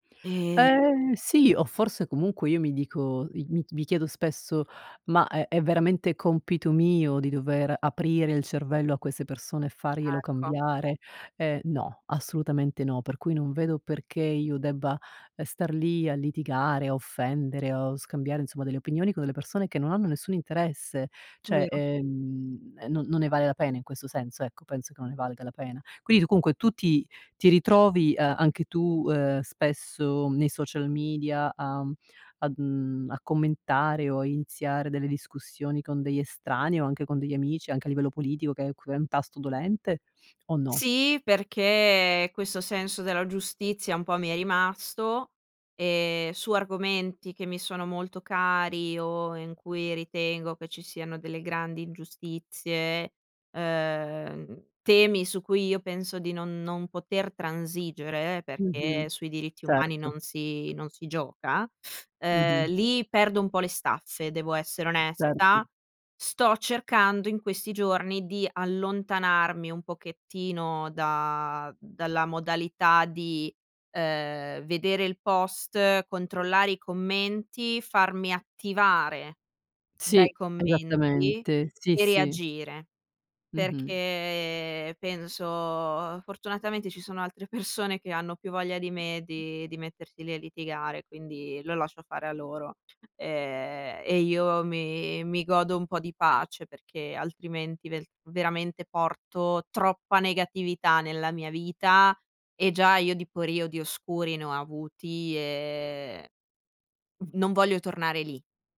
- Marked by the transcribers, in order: tapping; other background noise; "Cioè" said as "ceh"; drawn out: "e"
- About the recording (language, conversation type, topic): Italian, podcast, Perché a volte ti trattieni dal dire la tua?
- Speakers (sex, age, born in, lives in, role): female, 25-29, Italy, Italy, guest; female, 50-54, Italy, United States, host